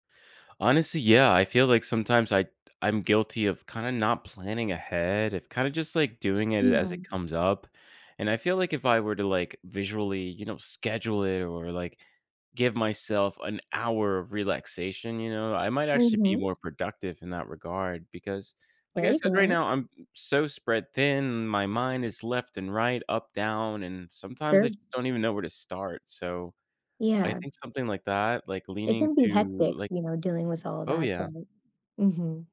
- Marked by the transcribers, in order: none
- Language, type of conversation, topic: English, advice, How can I manage too many commitments?
- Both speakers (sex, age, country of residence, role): female, 25-29, United States, advisor; male, 30-34, United States, user